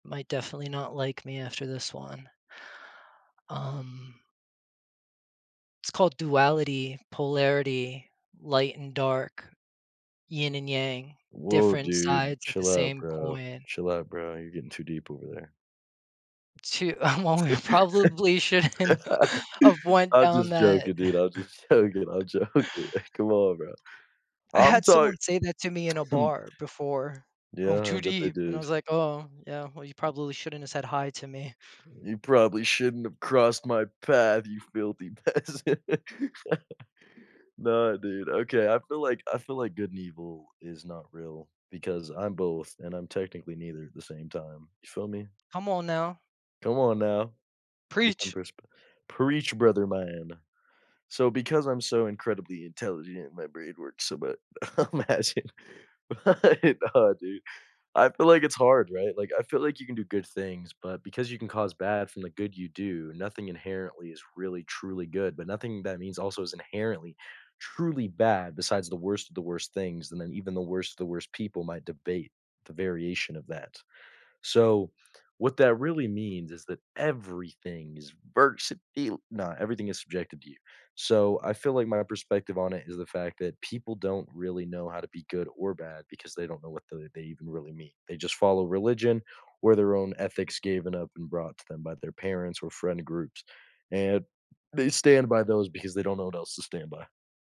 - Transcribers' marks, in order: tapping; laugh; laughing while speaking: "well, we"; laughing while speaking: "shouldn't"; chuckle; laughing while speaking: "joking"; chuckle; laughing while speaking: "joking"; cough; chuckle; other background noise; laughing while speaking: "peasant"; laugh; laughing while speaking: "I'm asking Right on"; stressed: "everything"; "versatile" said as "versateel"
- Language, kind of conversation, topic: English, unstructured, How do our experiences and environment shape our views on human nature?
- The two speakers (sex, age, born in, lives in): male, 20-24, United States, United States; male, 40-44, United States, United States